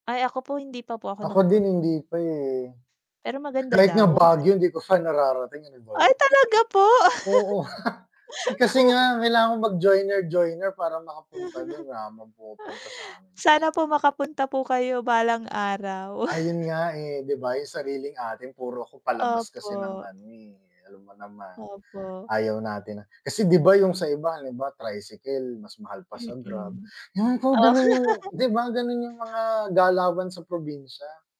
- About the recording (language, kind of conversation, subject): Filipino, unstructured, Paano ka nagsimula sa paborito mong libangan?
- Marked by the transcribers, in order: tapping; laugh; chuckle; joyful: "Sana po makapunta po kayo balang araw"; chuckle; other background noise; laugh